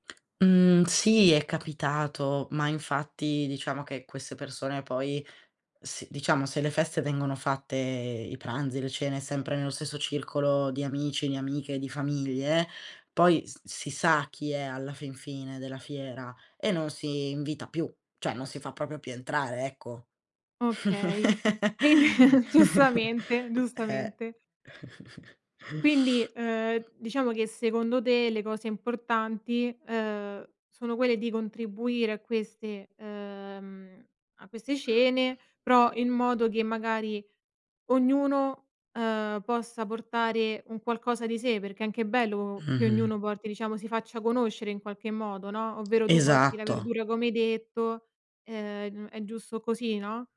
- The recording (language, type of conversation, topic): Italian, podcast, Che cosa rende speciale per te una cena di quartiere?
- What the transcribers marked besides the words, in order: tapping; laughing while speaking: "quindi giustamente"; "cioè" said as "ceh"; "proprio" said as "propio"; chuckle